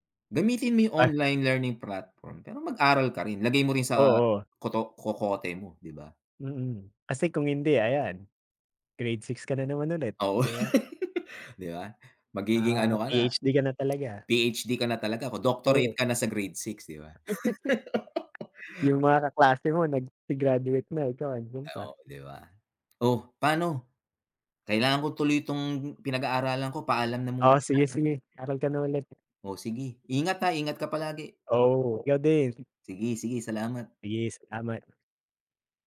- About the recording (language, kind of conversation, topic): Filipino, unstructured, Paano nagbago ang paraan ng pag-aaral dahil sa mga plataporma sa internet para sa pagkatuto?
- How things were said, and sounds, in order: laughing while speaking: "Oo"; laugh; tapping; in English: "doctorate"; laugh; other background noise